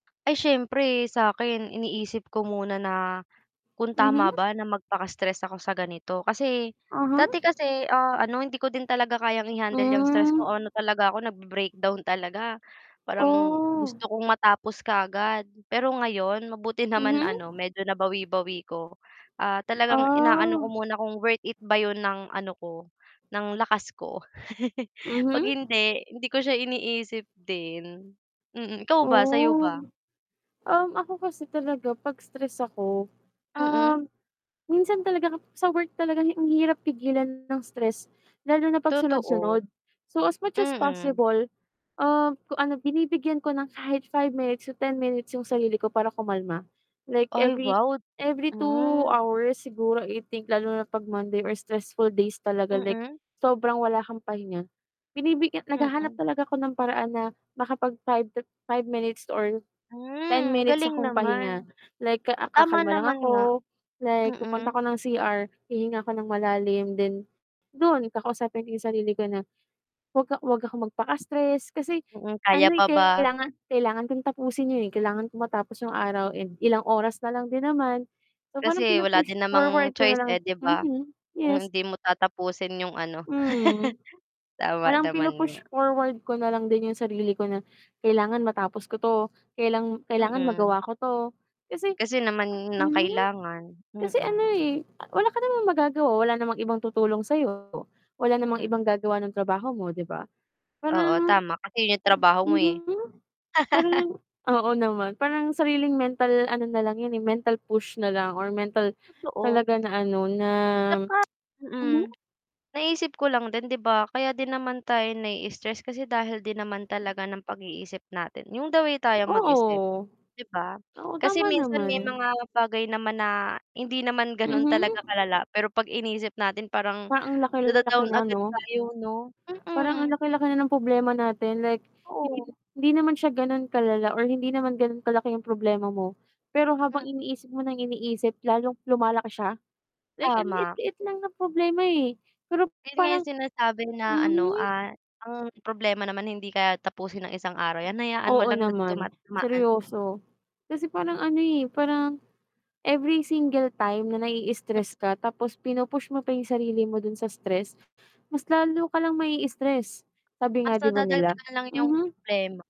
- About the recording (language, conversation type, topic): Filipino, unstructured, Paano mo pinapawi ang pagkapagod at pag-aalala matapos ang isang mahirap na araw?
- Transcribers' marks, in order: static; mechanical hum; chuckle; distorted speech; in English: "So as much as possible"; laugh; tapping; tsk; other background noise